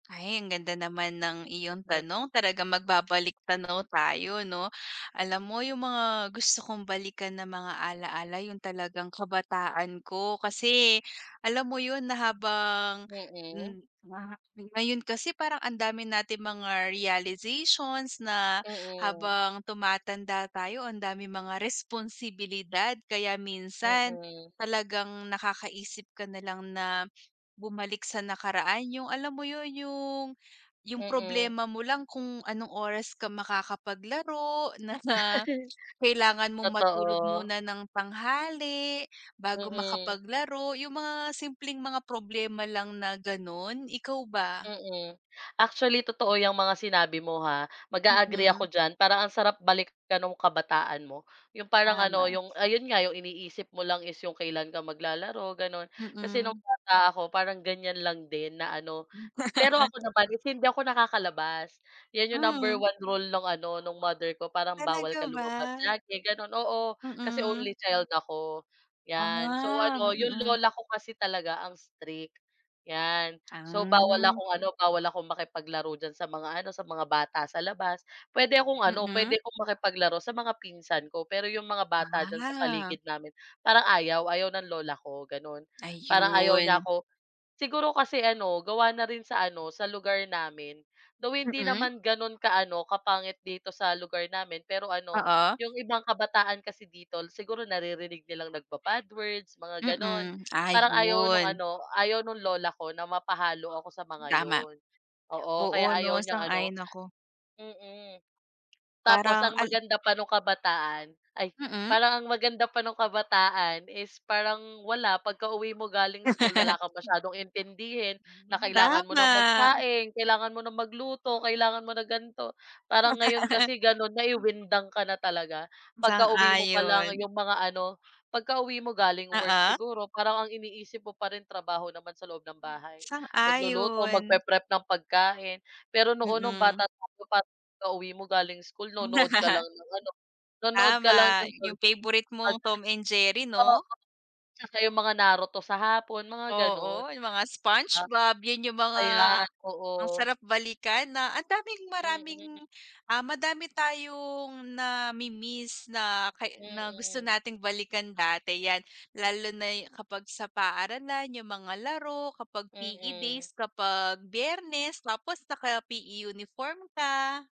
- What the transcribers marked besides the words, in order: in English: "realizations"; laugh; laugh; in English: "Though"; laugh; laugh; laugh; unintelligible speech
- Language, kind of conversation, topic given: Filipino, unstructured, Anong mga alaala ang gusto mong balikan kung magkakaroon ka ng pagkakataon?